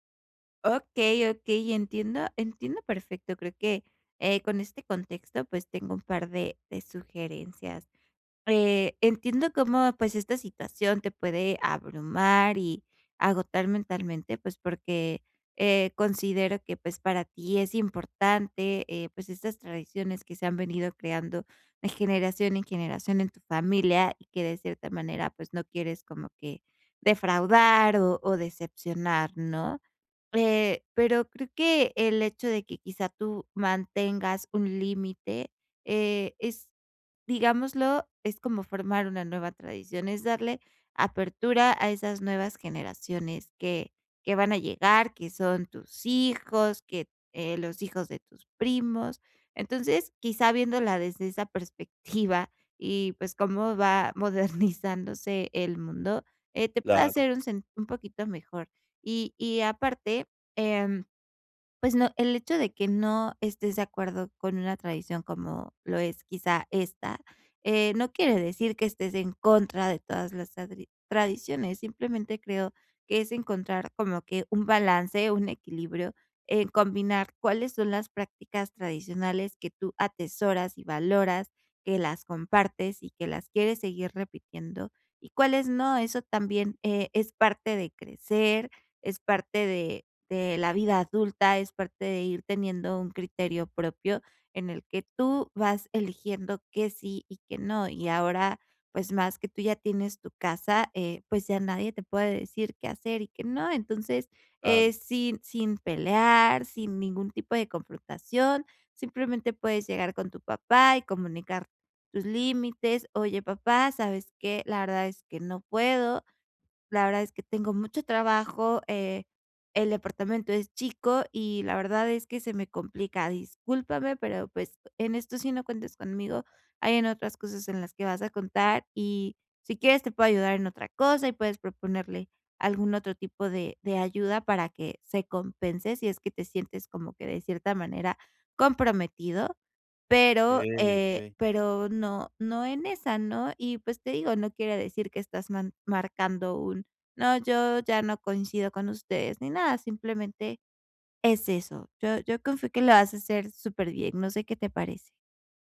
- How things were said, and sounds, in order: laughing while speaking: "perspectiva"; laughing while speaking: "modernizándose"
- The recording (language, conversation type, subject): Spanish, advice, ¿Cómo puedes equilibrar tus tradiciones con la vida moderna?